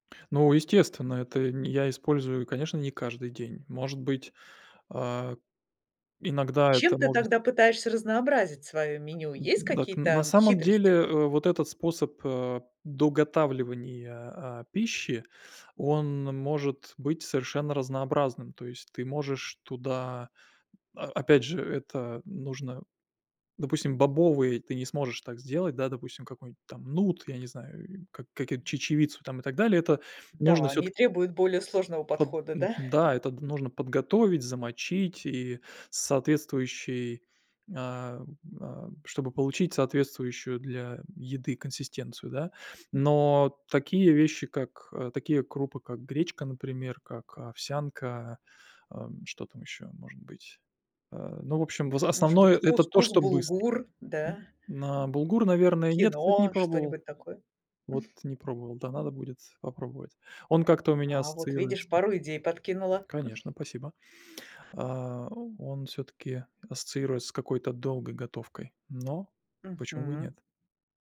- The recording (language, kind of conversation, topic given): Russian, podcast, Какие блюда выручают вас в напряжённые будни?
- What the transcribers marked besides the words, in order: "может" said as "можес"; other background noise; other noise; chuckle; chuckle; chuckle; tapping